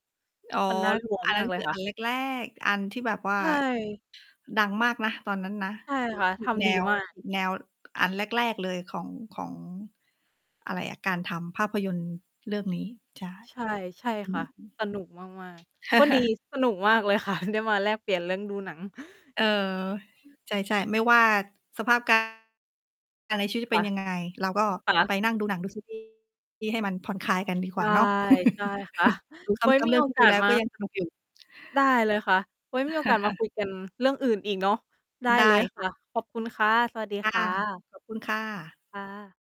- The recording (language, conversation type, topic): Thai, unstructured, ถ้าคุณต้องเลือกหนังสักเรื่องที่ดูซ้ำได้ คุณจะเลือกเรื่องอะไร?
- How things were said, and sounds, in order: static; distorted speech; mechanical hum; tapping; chuckle; laughing while speaking: "เลยค่ะ"; other background noise; chuckle; laughing while speaking: "ค่ะ"; chuckle